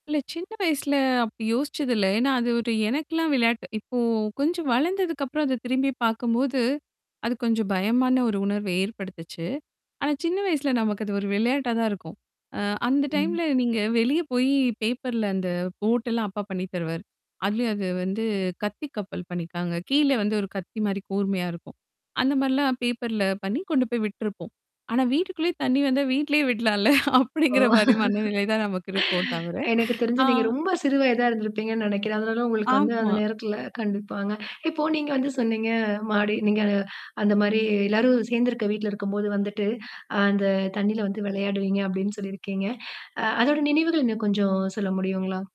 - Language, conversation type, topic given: Tamil, podcast, மழைக்காலம் என்றால் உங்களுக்கு முதலில் என்ன நினைவுக்கு வருகிறது?
- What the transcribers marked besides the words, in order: static; in English: "போட்"; other background noise; laughing while speaking: "வீட்லேயே விட்லாம்ல. அப்படிங்கிற மாரி மனநிலை தான்"; chuckle; distorted speech